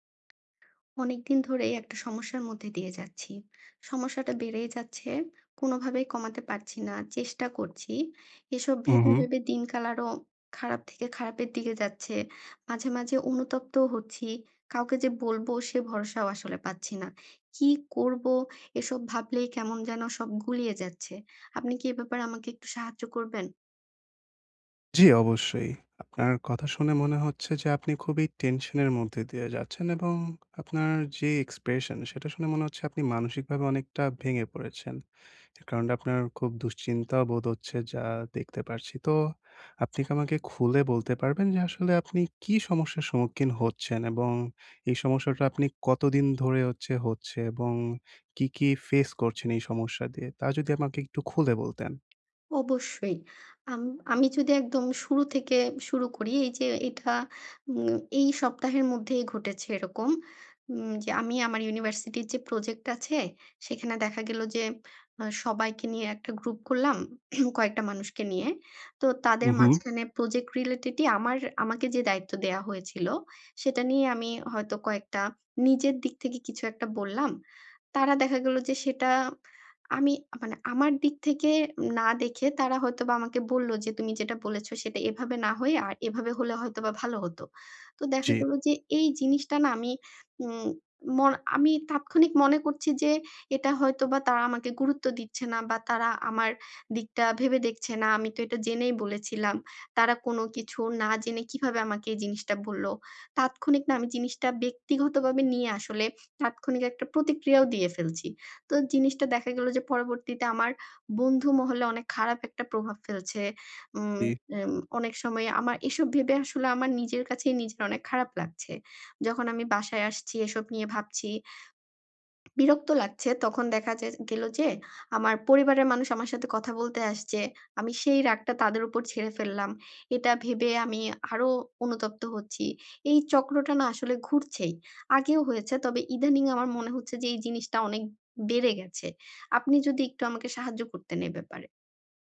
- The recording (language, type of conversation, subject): Bengali, advice, আমি কীভাবে প্রতিরোধ কমিয়ে ফিডব্যাক বেশি গ্রহণ করতে পারি?
- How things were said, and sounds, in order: tapping; throat clearing